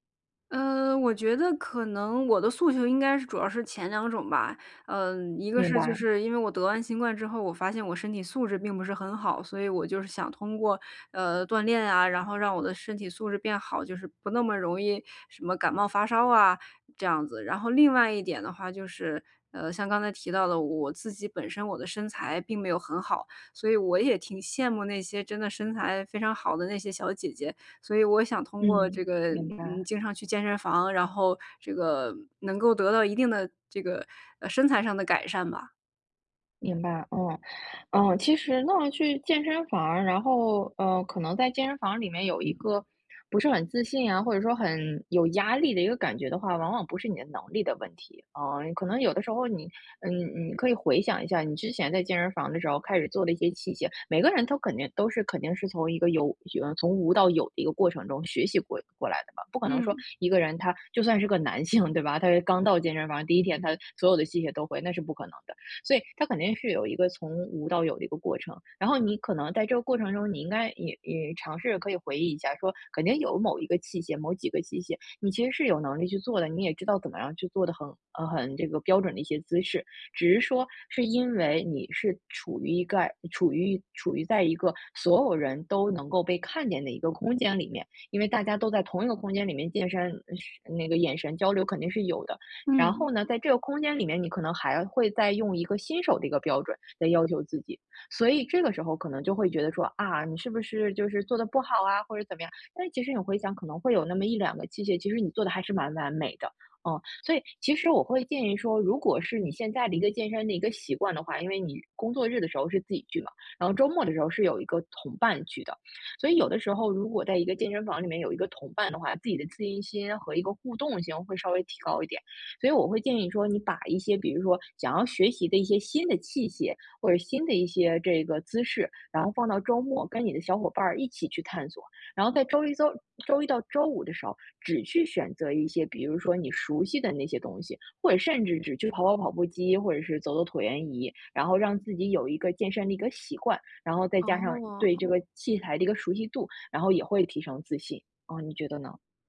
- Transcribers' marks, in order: other background noise; laughing while speaking: "性"; "个" said as "盖"; "周" said as "邹"
- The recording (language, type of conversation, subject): Chinese, advice, 如何在健身时建立自信？